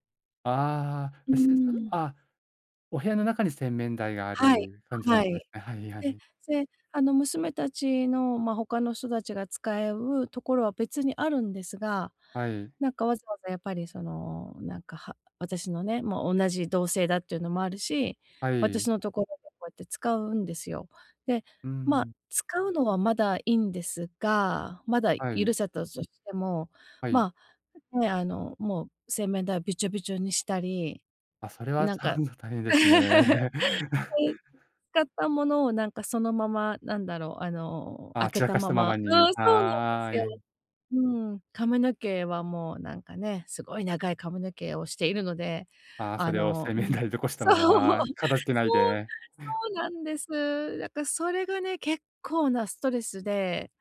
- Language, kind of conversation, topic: Japanese, advice, 家族に自分の希望や限界を無理なく伝え、理解してもらうにはどうすればいいですか？
- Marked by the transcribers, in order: unintelligible speech; laugh; chuckle; laughing while speaking: "それを洗面台に残したまま"; anticipating: "そう、そう、そうなんです"; stressed: "結構"